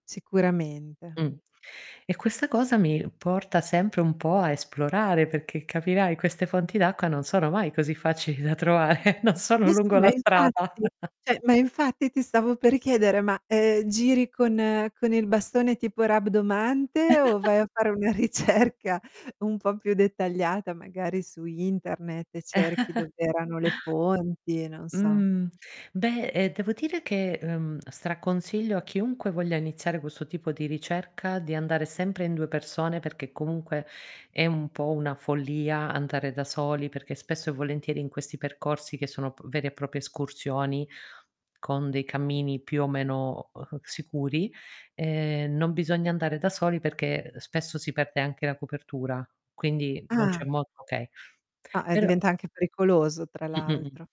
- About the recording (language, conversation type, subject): Italian, podcast, Ti è mai capitato di scoprire posti bellissimi perché ti eri perso?
- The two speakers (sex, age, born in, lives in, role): female, 40-44, Italy, Italy, guest; female, 45-49, Italy, United States, host
- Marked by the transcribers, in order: tapping; laughing while speaking: "facili da trovare"; distorted speech; chuckle; "Cioè" said as "ceh"; chuckle; other background noise; laughing while speaking: "ricerca"; chuckle; drawn out: "Mhmm"